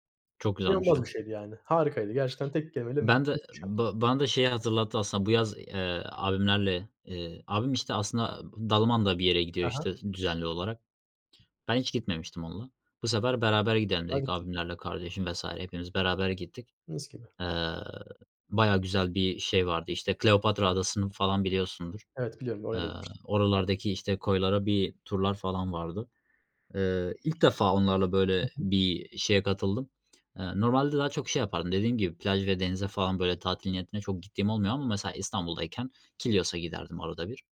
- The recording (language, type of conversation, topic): Turkish, unstructured, En unutulmaz aile tatiliniz hangisiydi?
- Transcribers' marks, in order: tapping; other background noise